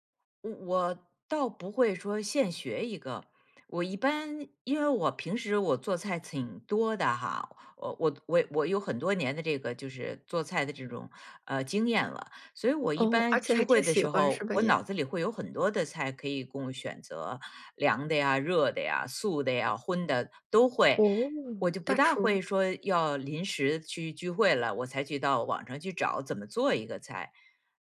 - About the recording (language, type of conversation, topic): Chinese, podcast, 你觉得有哪些适合带去聚会一起分享的菜品？
- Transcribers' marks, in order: none